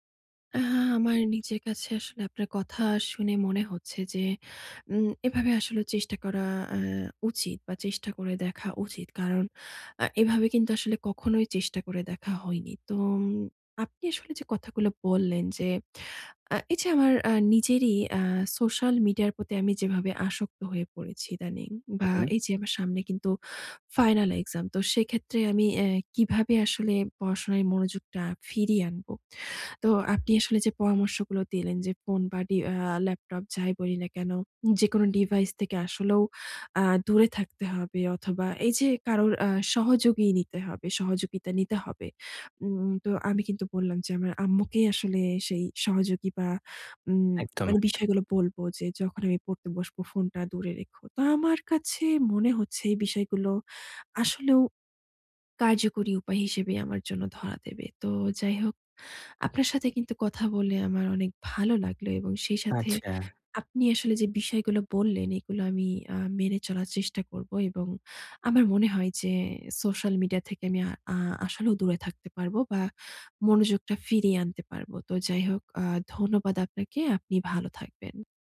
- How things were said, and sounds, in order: tapping
- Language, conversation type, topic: Bengali, advice, সোশ্যাল মিডিয়ার ব্যবহার সীমিত করে আমি কীভাবে মনোযোগ ফিরিয়ে আনতে পারি?